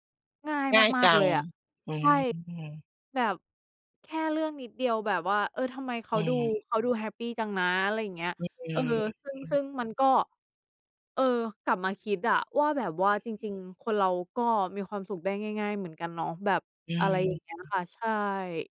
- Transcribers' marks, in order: other background noise; tapping
- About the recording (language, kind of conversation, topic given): Thai, unstructured, การเดินทางเปลี่ยนมุมมองต่อชีวิตของคุณอย่างไร?